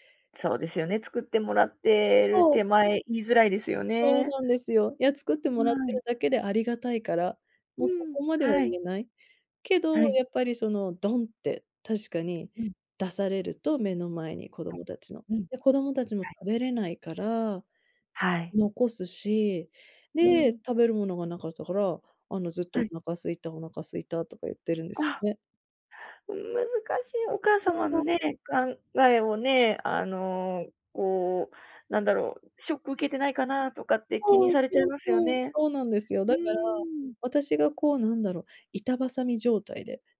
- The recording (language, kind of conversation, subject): Japanese, advice, 旅行中に不安やストレスを感じたとき、どうすれば落ち着けますか？
- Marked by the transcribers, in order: other noise; other background noise